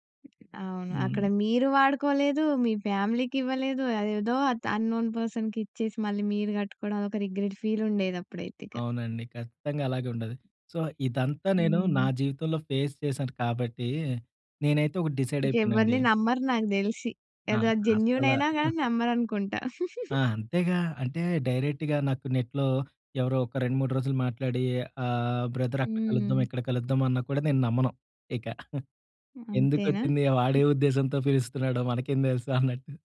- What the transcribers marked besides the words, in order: other noise; in English: "అన్నోన్"; in English: "రిగ్రెట్"; in English: "సో"; in English: "ఫేస్"; in English: "డిసైడ్"; giggle; chuckle; in English: "డైరెక్ట్‌గా"; in English: "నెట్‌లో"; in English: "బ్రదర్"; chuckle
- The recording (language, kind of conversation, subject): Telugu, podcast, నమ్మకాన్ని నిర్మించడానికి మీరు అనుసరించే వ్యక్తిగత దశలు ఏమిటి?